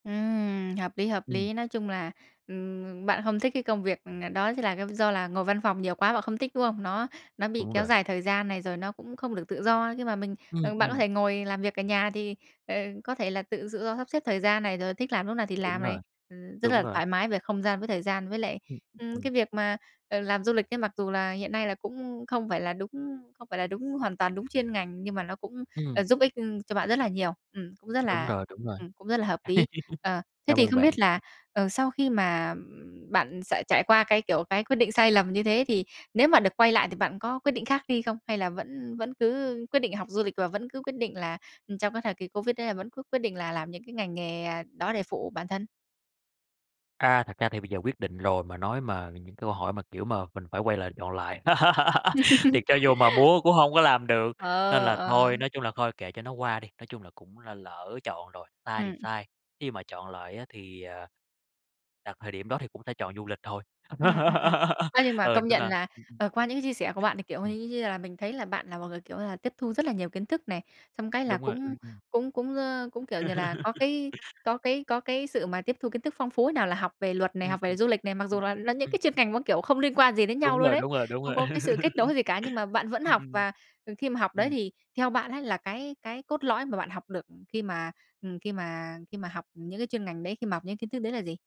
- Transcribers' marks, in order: other background noise; laugh; laugh; laugh; laugh; laugh
- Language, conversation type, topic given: Vietnamese, podcast, Bạn có thể kể về một lần bạn đưa ra quyết định sai lầm và bạn đã sửa sai như thế nào?
- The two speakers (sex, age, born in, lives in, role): female, 20-24, Vietnam, Vietnam, host; male, 30-34, Vietnam, Vietnam, guest